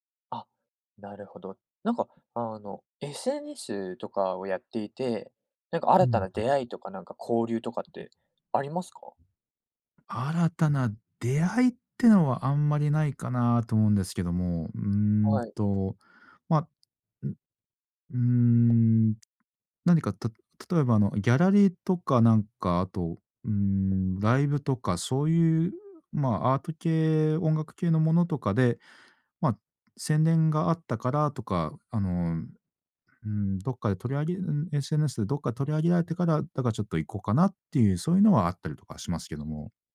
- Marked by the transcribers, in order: other background noise
- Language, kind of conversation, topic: Japanese, podcast, SNSと気分の関係をどう捉えていますか？